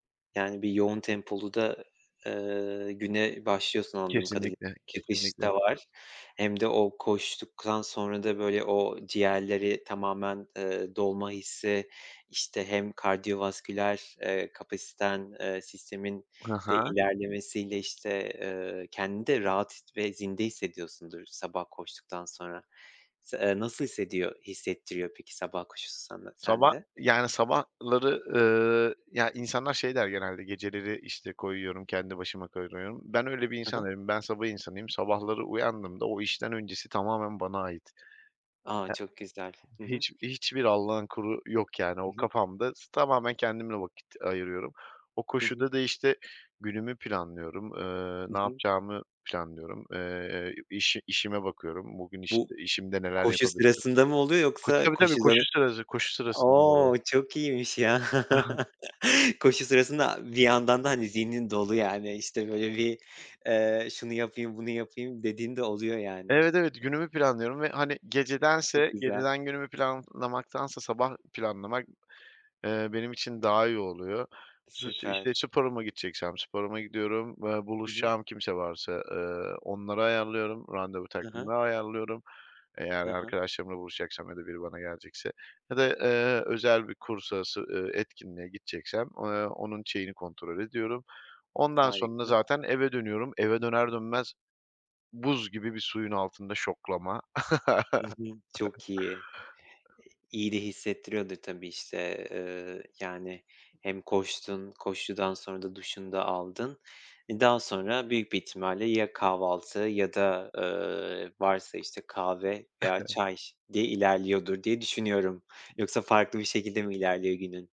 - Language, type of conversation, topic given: Turkish, podcast, Evde sabah rutininiz genelde nasıl oluyor?
- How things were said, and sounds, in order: other background noise; unintelligible speech; unintelligible speech; laugh; other noise; tapping; unintelligible speech; chuckle; giggle